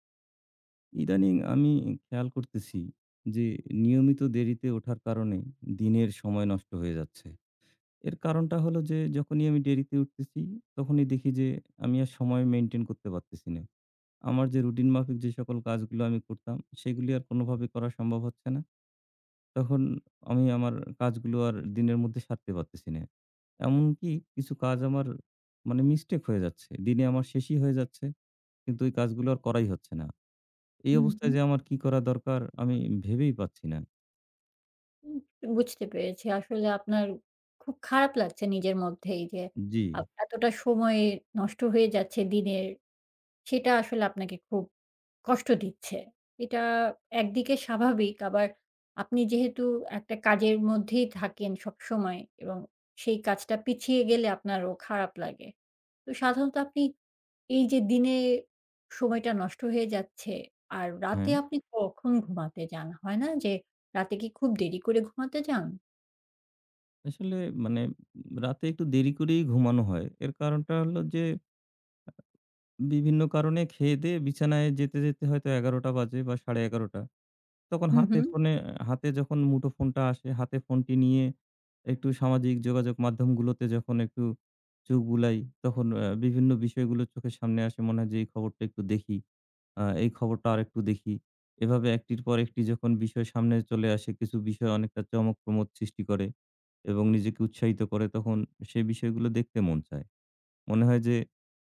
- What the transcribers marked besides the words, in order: "দেরিতে" said as "ডেরিতে"; in English: "maintain"; tapping
- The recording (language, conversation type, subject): Bengali, advice, নিয়মিত দেরিতে ওঠার কারণে কি আপনার দিনের অনেকটা সময় নষ্ট হয়ে যায়?